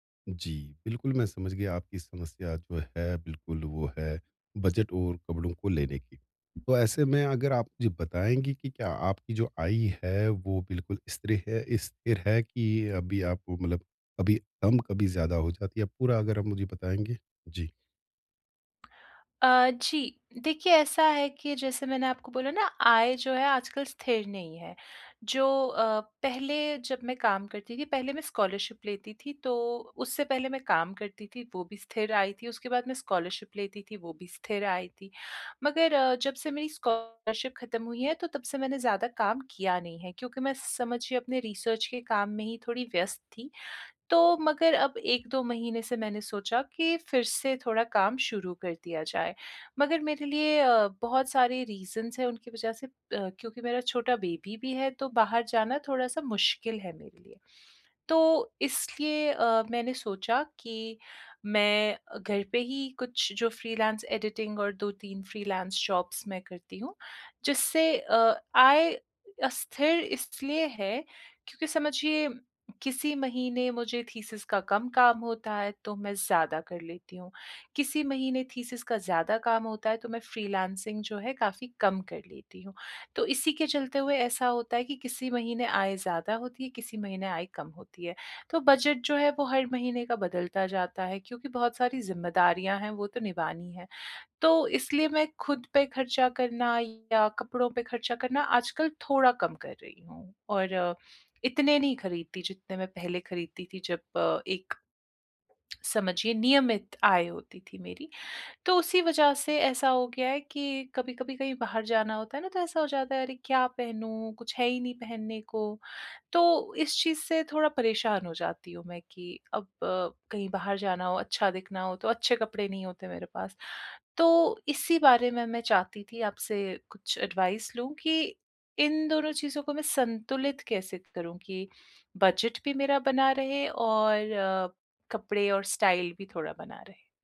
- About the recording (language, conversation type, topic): Hindi, advice, कपड़े खरीदते समय मैं पहनावे और बजट में संतुलन कैसे बना सकता/सकती हूँ?
- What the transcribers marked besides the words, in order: in English: "बजट"; in English: "स्कॉलरशिप"; in English: "स्कॉलरशिप"; in English: "स्कॉलरशिप"; in English: "रिसर्च"; in English: "रीज़न्स"; in English: "बेबी"; in English: "फ्रीलांस एडिटिंग"; in English: "फ्रीलांस जॉब्स"; in English: "थीसिस"; in English: "थीसिस"; in English: "फ्रीलांसिंग"; in English: "बजट"; tongue click; in English: "एडवाइस"; in English: "बजट"; in English: "स्टाइल"